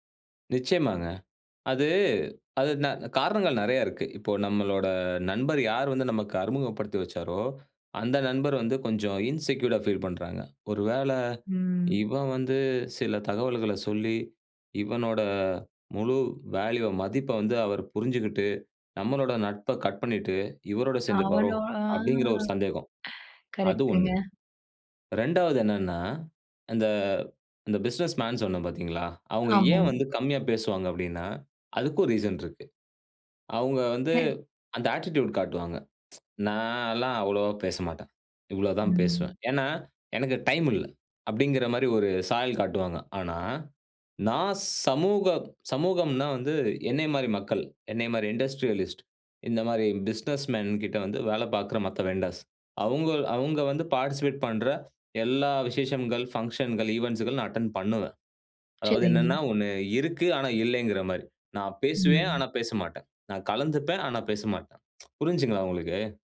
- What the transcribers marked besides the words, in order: in English: "இன்செக்யூர்ட்டா ஃபீல்"; in English: "வேல்யூவ"; in English: "ரீசன்"; in English: "அட்டிட்யூட்"; tsk; in English: "இண்டஸ்ட்ரியலிஸ்ட்"; in English: "வெண்டர்ஸ்"; in English: "பார்டிசிபேட்"; in English: "ஈவன்ட்ஸ்கள்"; in English: "அட்டெண்ட்"; tsk
- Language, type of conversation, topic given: Tamil, podcast, புதியவர்களுடன் முதலில் நீங்கள் எப்படி உரையாடலை ஆரம்பிப்பீர்கள்?